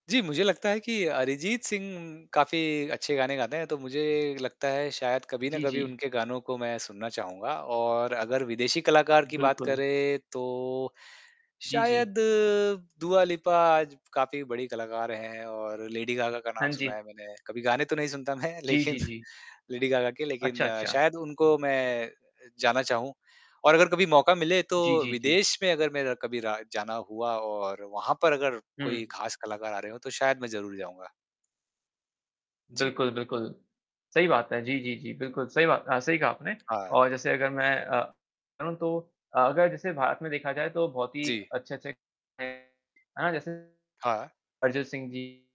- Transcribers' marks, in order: static; distorted speech; laughing while speaking: "मैं लेक़िन"
- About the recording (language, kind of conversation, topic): Hindi, unstructured, क्या आप कभी जीवंत संगीत कार्यक्रम में गए हैं, और आपका अनुभव कैसा रहा?